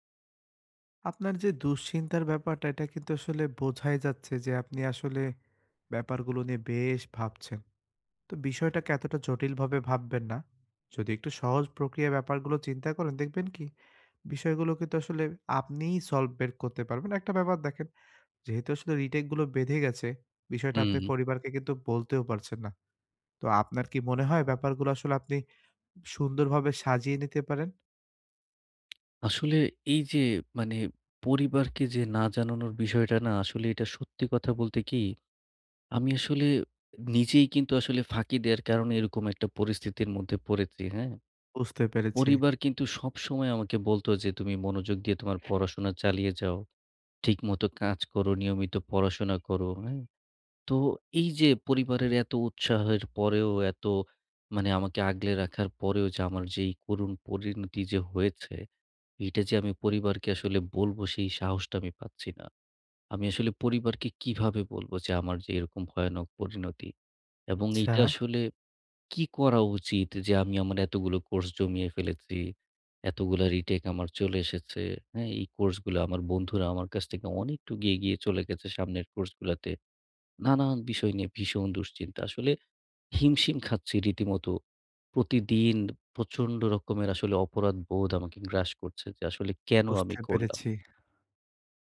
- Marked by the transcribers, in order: other background noise; lip smack; tapping
- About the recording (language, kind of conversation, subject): Bengali, advice, চোট বা ব্যর্থতার পর আপনি কীভাবে মানসিকভাবে ঘুরে দাঁড়িয়ে অনুপ্রেরণা বজায় রাখবেন?